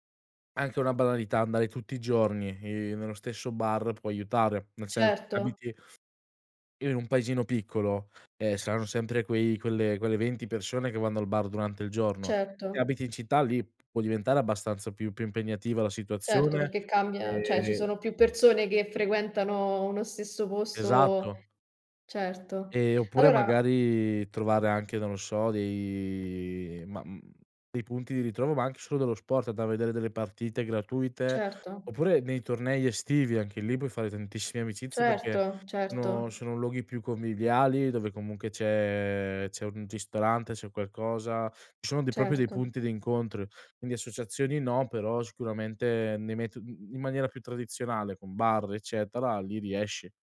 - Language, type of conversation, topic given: Italian, podcast, Come aiutare qualcuno che si sente solo in città?
- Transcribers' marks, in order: "cioè" said as "ceh"; tapping; drawn out: "dei"; drawn out: "c'è"